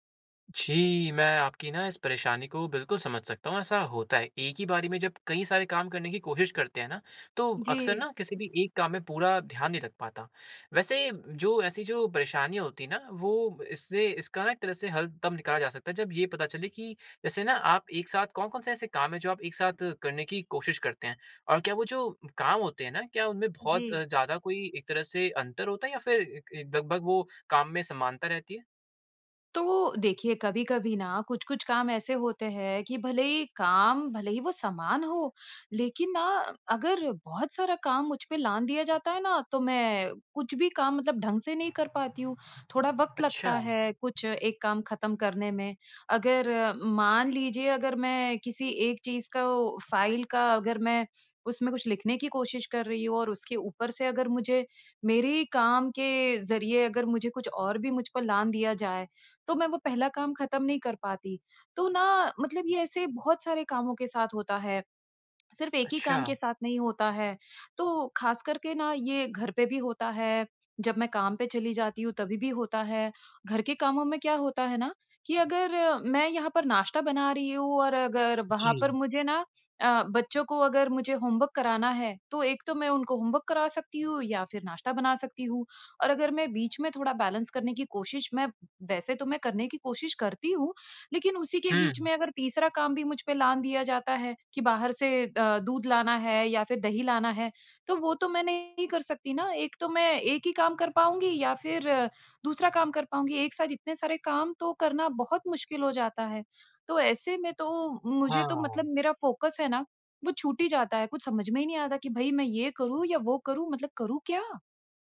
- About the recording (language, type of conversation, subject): Hindi, advice, एक ही समय में कई काम करते हुए मेरा ध्यान क्यों भटक जाता है?
- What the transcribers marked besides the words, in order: in English: "होमवर्क"; in English: "होमवर्क"; in English: "बैलेंस"; in English: "फ़ोकस"